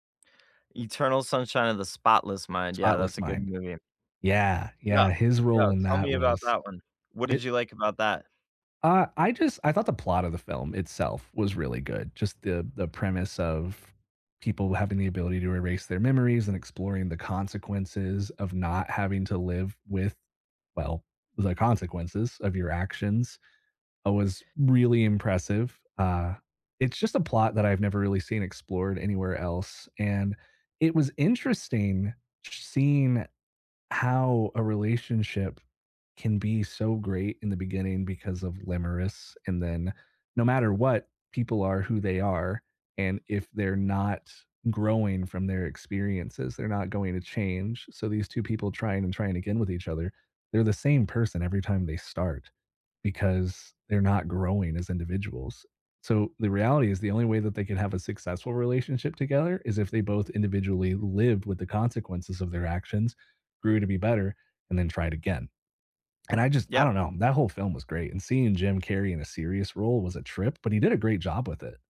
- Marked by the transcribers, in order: other background noise; tapping; "limerence" said as "limeris"
- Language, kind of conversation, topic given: English, unstructured, Which actors have surprised you by transforming into completely different roles, and how did that change your view of them?
- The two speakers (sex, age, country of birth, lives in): male, 30-34, United States, United States; male, 45-49, United States, United States